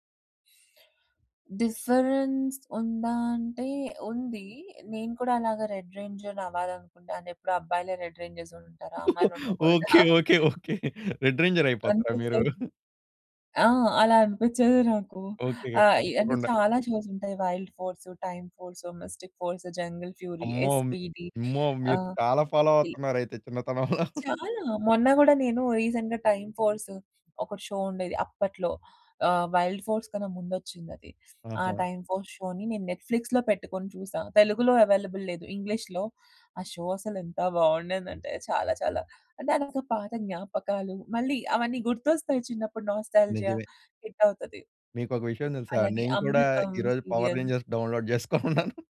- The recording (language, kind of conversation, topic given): Telugu, podcast, స్ట్రీమింగ్ సేవలు వచ్చిన తర్వాత మీరు టీవీ చూసే అలవాటు ఎలా మారిందని అనుకుంటున్నారు?
- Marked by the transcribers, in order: other background noise; in English: "డిఫరెన్స్"; in English: "రెడ్ రేంజర్స్"; laughing while speaking: "ఓకే. ఓకే. ఓకే. రెడ్ రేంజర్ అయిపోతారా మీరు?"; chuckle; in English: "షోస్"; laugh; in English: "రీసెంట్‌గా టైమ్ ఫోర్స్"; in English: "షో"; in English: "వైల్డ్ ఫోర్స్"; in English: "నెట్‌ఫ్లిక్స్‌లో"; in English: "అవైలబుల్"; in English: "ఇంగ్లీష్‌లో"; in English: "షో"; in English: "నాస్టాల్జియా హిట్"; in English: "పవర్ రేంజర్స్ డౌన్లోడ్"; laughing while speaking: "జేసుకొనున్నాను"